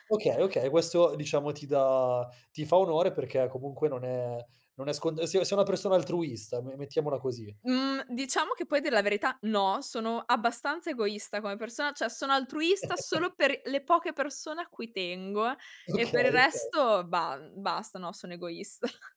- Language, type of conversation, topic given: Italian, podcast, Come bilanci lavoro e vita privata con la tecnologia?
- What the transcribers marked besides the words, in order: "cioè" said as "ceh"; chuckle; laughing while speaking: "Okay"; laughing while speaking: "egoista"